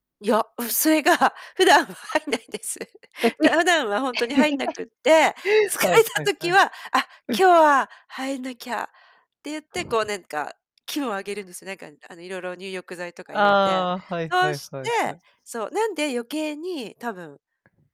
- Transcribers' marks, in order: laughing while speaking: "それが、普段は入んないんです"; tapping; unintelligible speech; chuckle; laughing while speaking: "疲れた時は"; other background noise; distorted speech
- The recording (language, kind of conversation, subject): Japanese, unstructured, 疲れたときはどのようにリラックスしますか？